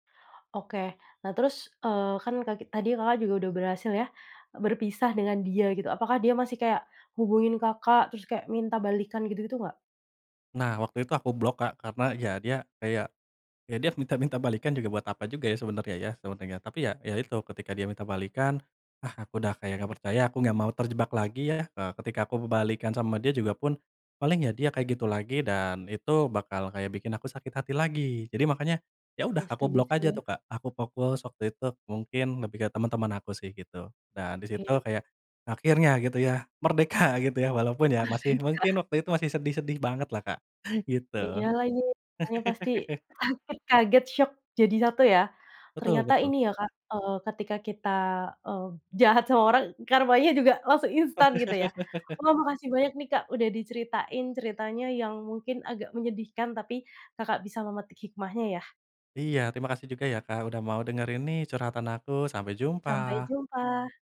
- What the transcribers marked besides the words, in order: laughing while speaking: "merdeka"; laughing while speaking: "Merdeka"; chuckle; laughing while speaking: "sakit"; chuckle; chuckle
- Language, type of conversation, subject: Indonesian, podcast, Apa yang kamu lakukan ketika intuisi dan logika saling bertentangan?